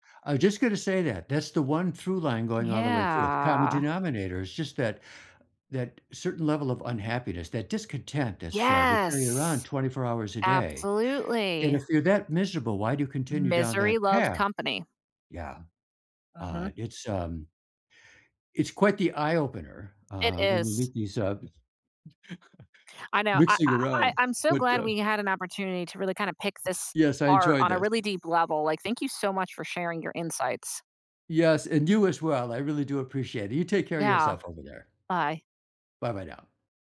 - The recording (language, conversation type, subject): English, unstructured, How can I cope when my beliefs are challenged?
- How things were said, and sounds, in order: drawn out: "Yeah"; laugh; laughing while speaking: "mixing around but, uh"